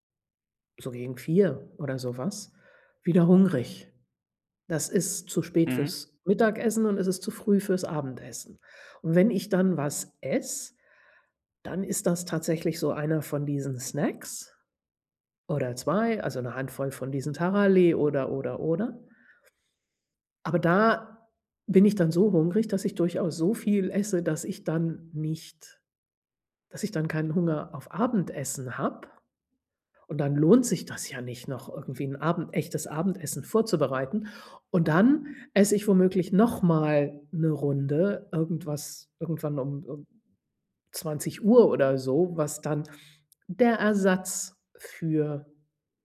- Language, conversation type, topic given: German, advice, Wie kann ich gesündere Essgewohnheiten beibehalten und nächtliches Snacken vermeiden?
- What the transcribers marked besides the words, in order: none